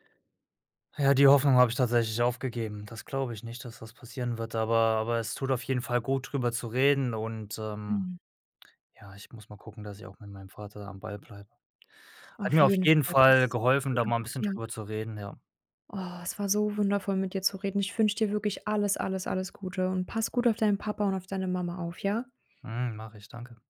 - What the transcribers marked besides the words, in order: sad: "Ja, die Hoffnung habe ich … zu reden, ja"; in English: "Move"; trusting: "Oh, es war so wundervoll … Mama auf, ja?"; sad: "Mhm. Mache ich, danke"
- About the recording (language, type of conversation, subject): German, advice, Wie äußert sich deine emotionale Erschöpfung durch Pflegeaufgaben oder eine belastende Beziehung?